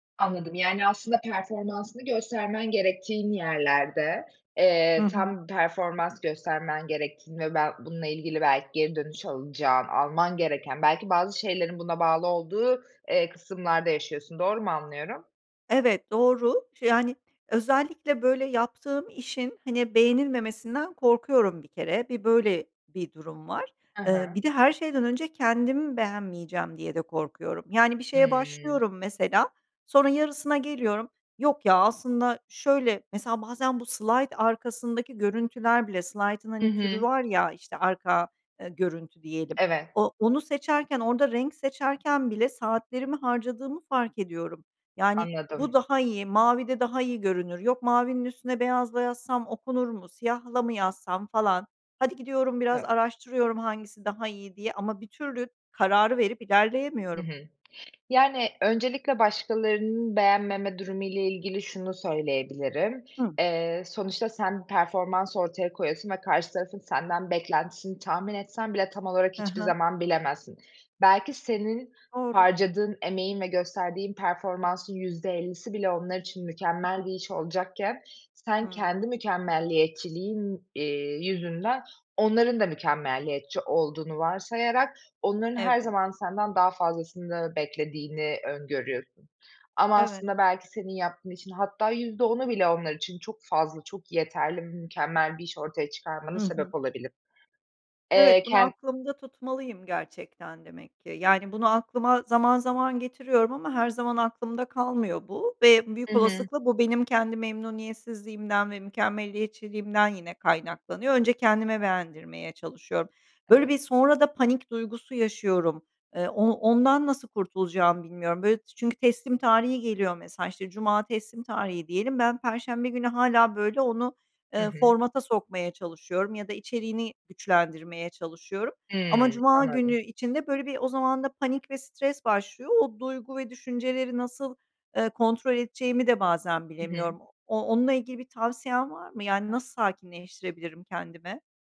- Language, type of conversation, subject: Turkish, advice, Mükemmeliyetçilik yüzünden hedeflerini neden tamamlayamıyorsun?
- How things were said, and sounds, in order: other background noise; unintelligible speech